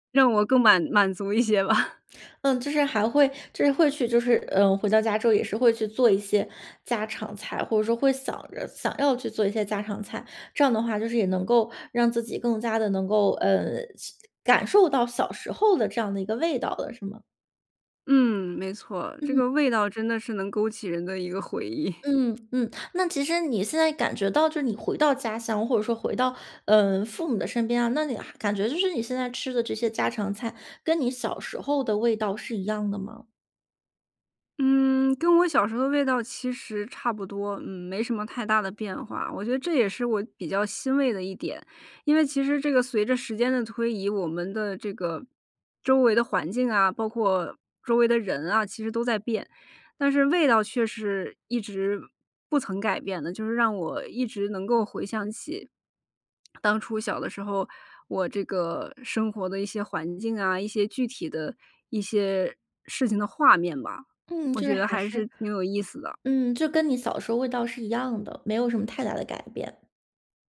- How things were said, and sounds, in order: laughing while speaking: "满足一些吧"; laughing while speaking: "回忆"; other background noise
- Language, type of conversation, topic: Chinese, podcast, 哪道菜最能代表你家乡的味道？